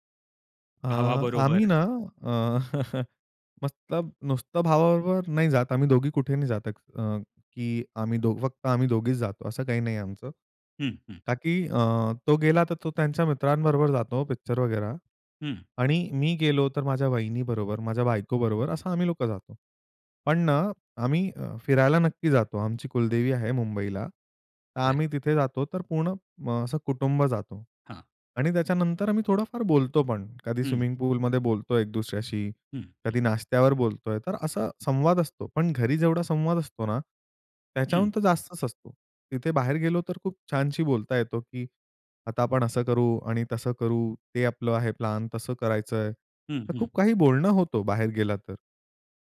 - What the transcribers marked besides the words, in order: chuckle; tapping
- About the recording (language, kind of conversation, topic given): Marathi, podcast, भावंडांशी दूरावा झाला असेल, तर पुन्हा नातं कसं जुळवता?